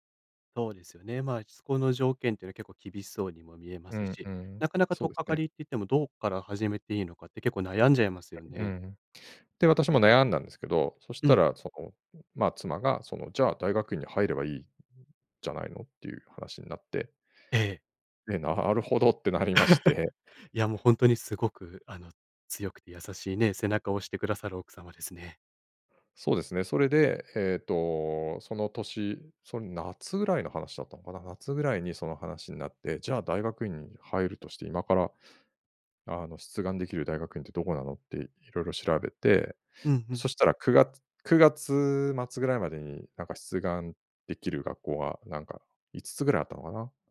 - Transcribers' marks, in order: laugh
- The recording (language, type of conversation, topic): Japanese, podcast, キャリアの中で、転機となったアドバイスは何でしたか？